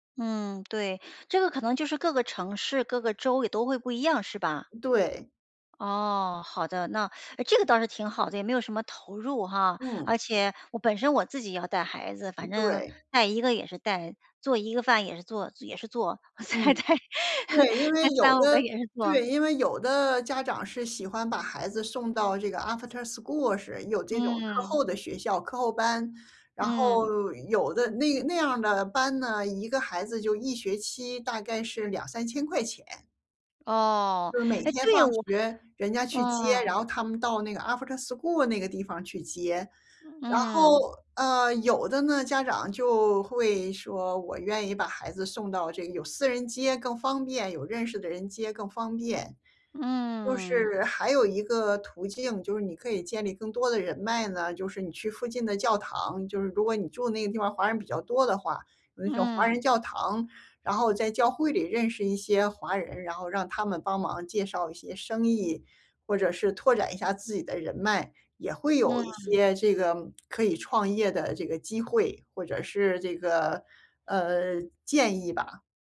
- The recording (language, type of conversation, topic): Chinese, advice, 在资金有限的情况下，我该如何开始一个可行的创业项目？
- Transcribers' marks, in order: laughing while speaking: "再带 带三五 个"; in English: "After school"; in English: "After school"